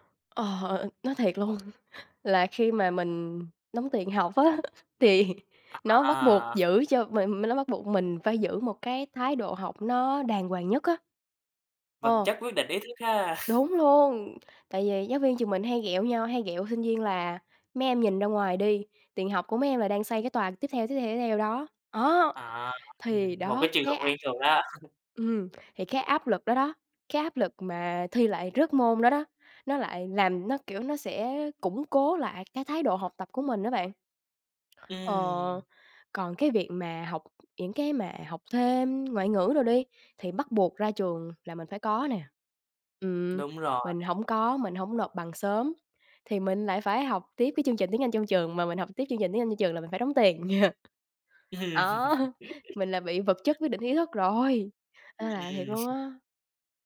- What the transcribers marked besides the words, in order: tapping; laughing while speaking: "thì"; chuckle; chuckle; laugh; chuckle; laughing while speaking: "Á"; chuckle
- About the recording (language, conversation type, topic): Vietnamese, podcast, Bạn làm thế nào để biến việc học thành niềm vui?